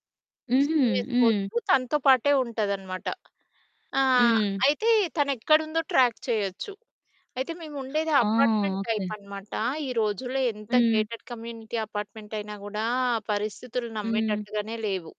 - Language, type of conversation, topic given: Telugu, podcast, ఒకసారి చిన్నపిల్లలతో కలిసి బయటికి వెళ్లినప్పుడు మీరు దారి తప్పిన సంఘటనను చెప్పగలరా?
- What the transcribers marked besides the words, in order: in English: "ట్రాక్"; in English: "అపార్ట్మెంట్"; in English: "గేటెడ్ కమ్యూనిటీ"; other background noise